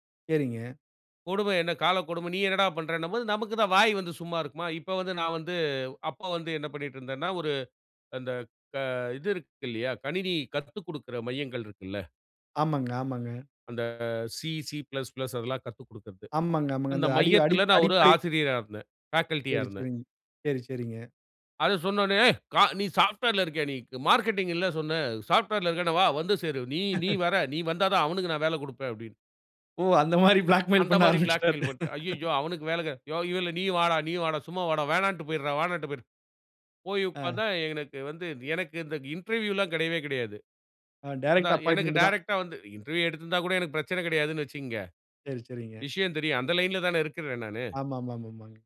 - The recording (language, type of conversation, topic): Tamil, podcast, வழிகாட்டியுடன் திறந்த உரையாடலை எப்படித் தொடங்குவது?
- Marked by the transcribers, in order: in English: "சி, சி பிளஸ் பிளஸ்"; in English: "ஃபேகல்டியா"; chuckle; in English: "பிளாக்மெயில்"; other background noise; in English: "பிளாக்மெயில்"; chuckle; in English: "இன்டர்வியூலாம்"; in English: "டைரக்ட்டு அப்பாயின்ட்மென்ட்டு"; in English: "டைரக்ட்டா"; in English: "இன்டர்வியூ"